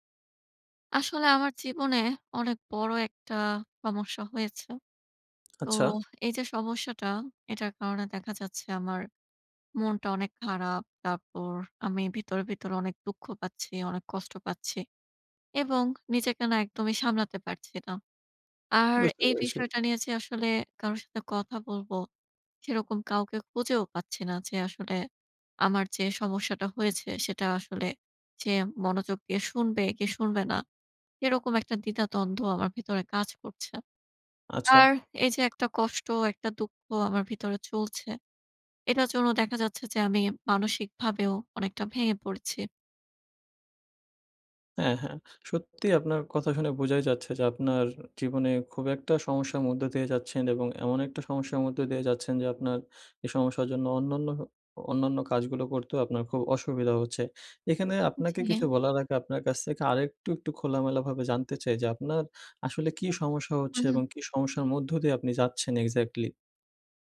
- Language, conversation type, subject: Bengali, advice, ব্রেকআপের পর প্রচণ্ড দুঃখ ও কান্না কীভাবে সামলাব?
- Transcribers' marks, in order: in English: "exactly?"